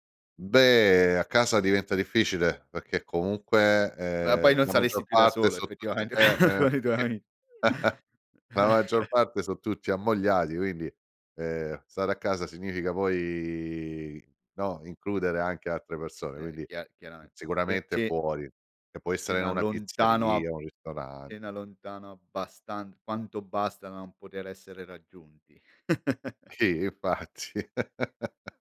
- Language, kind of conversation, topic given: Italian, podcast, Qual è la tua idea di una serata perfetta dedicata a te?
- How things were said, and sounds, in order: laughing while speaking: "effettivamente con i tuoi ami"; giggle; chuckle; chuckle; laughing while speaking: "Infatti"; laugh